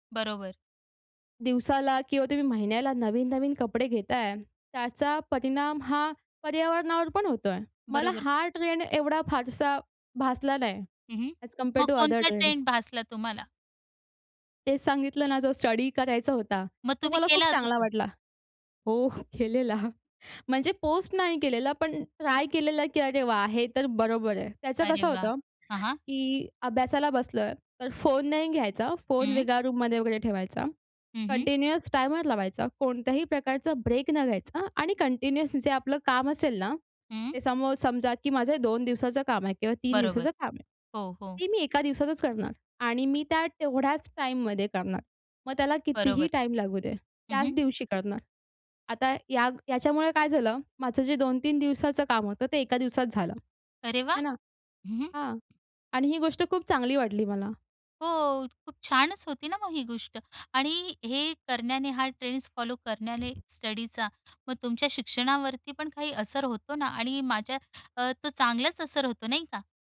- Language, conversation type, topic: Marathi, podcast, सोशल मीडियावर व्हायरल होणारे ट्रेंड्स तुम्हाला कसे वाटतात?
- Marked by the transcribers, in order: in English: "ॲज कम्पॅअर्ड टू अदर"; laughing while speaking: "हो, केलेला"; in English: "ट्राय"; in English: "कंटिन्युअस टायमर"; in English: "कंटिन्युअस"; in English: "सम हाऊ"; tapping; in English: "फॉलो"; other background noise